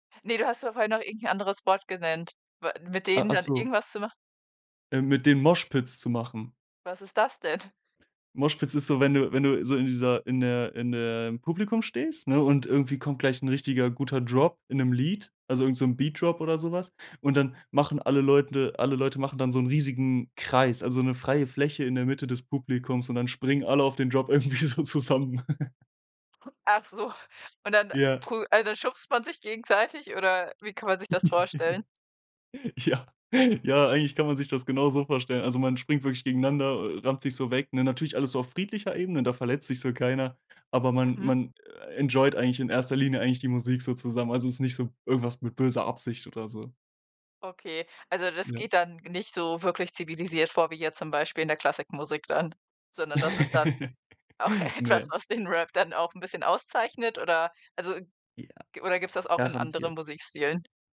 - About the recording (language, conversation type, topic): German, podcast, Woran erinnerst du dich, wenn du an dein erstes Konzert zurückdenkst?
- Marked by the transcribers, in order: laughing while speaking: "irgendwie so zusammen"; chuckle; other noise; joyful: "Ach so. Und dann prü also, schubst man sich gegenseitig"; chuckle; laughing while speaking: "Ja"; in English: "enjoyed"; laugh; laughing while speaking: "auch etwas, was den Rap dann auch 'n bisschen"